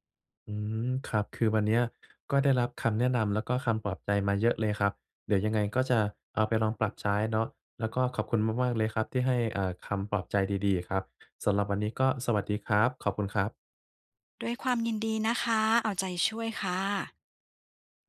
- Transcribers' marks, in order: other background noise
- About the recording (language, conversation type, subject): Thai, advice, ทำอย่างไรจึงจะรักษาแรงจูงใจและไม่หมดไฟในระยะยาว?